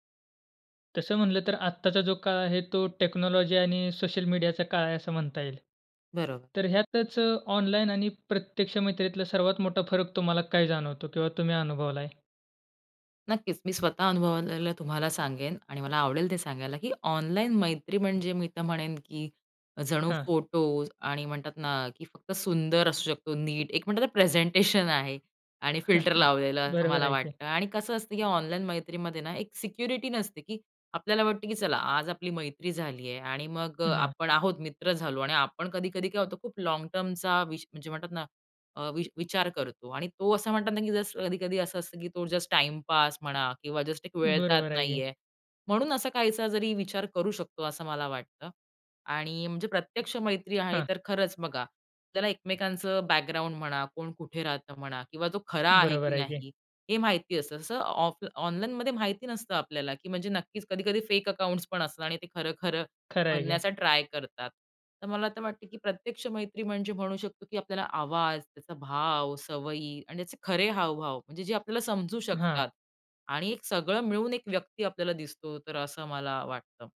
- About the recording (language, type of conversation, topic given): Marathi, podcast, ऑनलाइन आणि प्रत्यक्ष मैत्रीतला सर्वात मोठा फरक काय आहे?
- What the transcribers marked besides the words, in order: in English: "टेक्नॉलॉजी"; tapping; chuckle; in English: "लाँग टर्मचा"